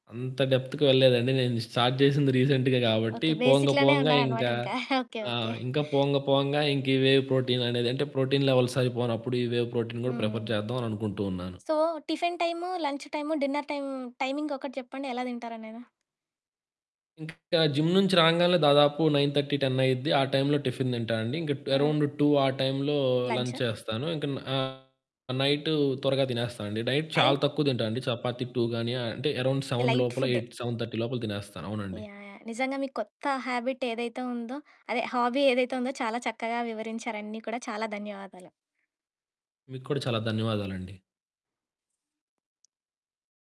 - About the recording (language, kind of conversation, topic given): Telugu, podcast, ఇప్పుడే మొదలుపెట్టాలని మీరు కోరుకునే హాబీ ఏది?
- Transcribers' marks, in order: static; in English: "డెప్త్‌కి"; in English: "స్టార్ట్"; in English: "రీసెంట్‌గా"; in English: "బేసిక్‌లోనే"; chuckle; in English: "వే ప్రోటీన్"; tapping; in English: "ప్రోటీన్ లెవెల్స్"; in English: "వే ప్రోటీన్"; in English: "ప్రిఫర్"; in English: "సో టిఫిన్"; in English: "లంచ్"; in English: "డిన్నర్ టైమ్ టైమింగ్"; distorted speech; in English: "జిమ్"; in English: "నైన్ థర్టీ టెన్"; in English: "టిఫిన్"; in English: "అరౌండ్ టూ"; in English: "లంచ్"; in English: "నైట్"; in English: "టూ"; in English: "అరౌండ్ సెవెన్"; in English: "లైట్"; in English: "హాబిట్"; in English: "హాబీ"; other background noise